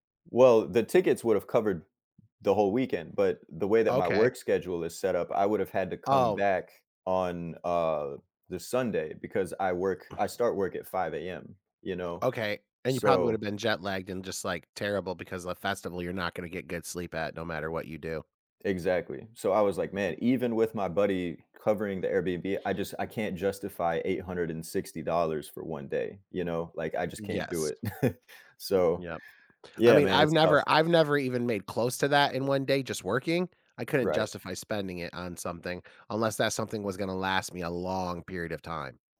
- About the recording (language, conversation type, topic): English, podcast, What helps friendships last through different stages of life?
- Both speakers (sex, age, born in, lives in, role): male, 30-34, United States, United States, guest; male, 35-39, United States, United States, host
- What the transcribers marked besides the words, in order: other background noise; tapping; other noise; chuckle